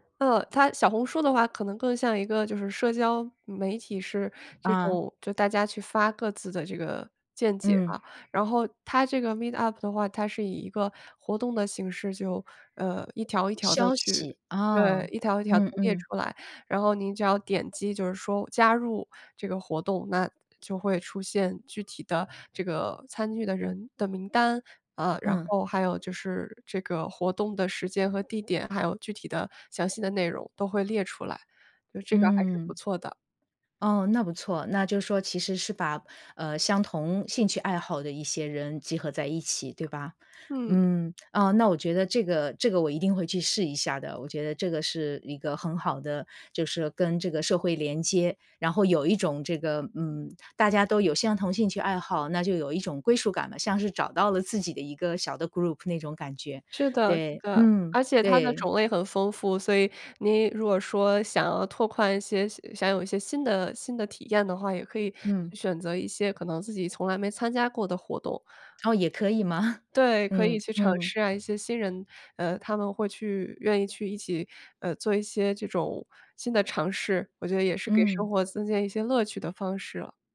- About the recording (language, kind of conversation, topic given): Chinese, advice, 我怎样在社区里找到归属感并建立连结？
- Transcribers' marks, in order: other background noise; in English: "group"; tapping; other noise; chuckle